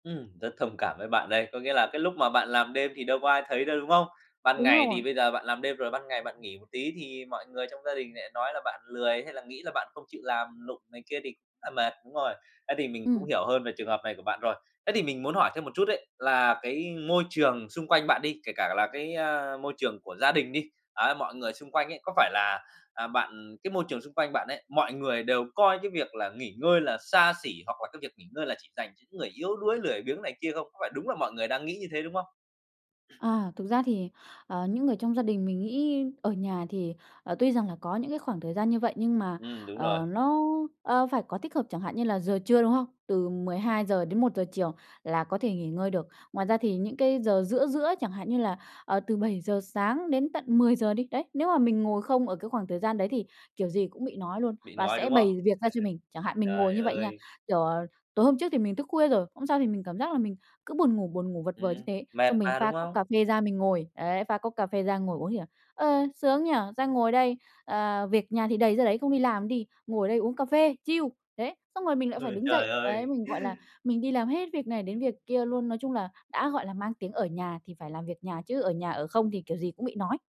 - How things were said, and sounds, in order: laugh; in English: "chill"; laughing while speaking: "Ừ"; other noise
- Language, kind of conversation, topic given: Vietnamese, advice, Làm sao để tôi cho phép bản thân nghỉ ngơi mà không cảm thấy có lỗi?